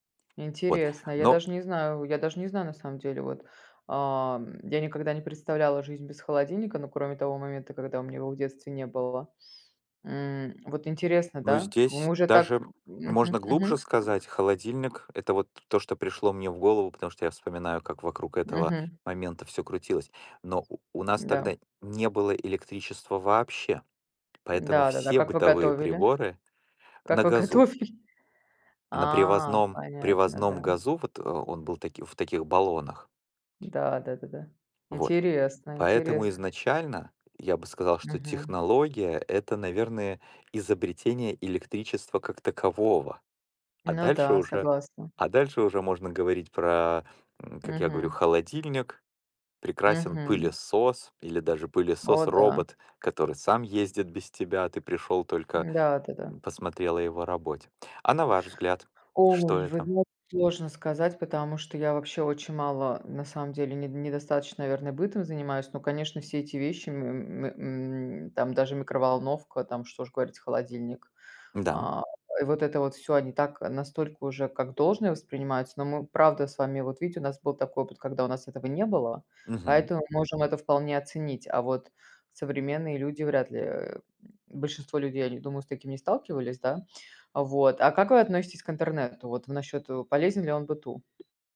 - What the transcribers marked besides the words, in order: other background noise; tapping; laughing while speaking: "Как вы готовили?"; drawn out: "А"; background speech
- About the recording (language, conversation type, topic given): Russian, unstructured, Какие технологии вы считаете самыми полезными в быту?